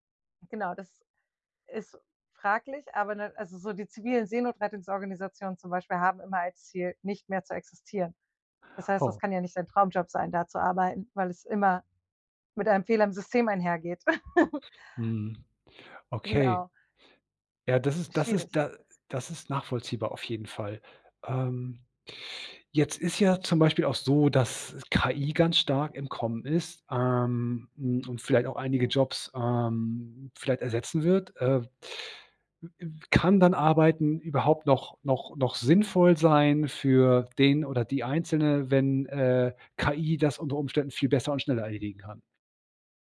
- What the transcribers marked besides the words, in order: chuckle; unintelligible speech
- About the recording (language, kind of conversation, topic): German, podcast, Was bedeutet sinnvolles Arbeiten für dich?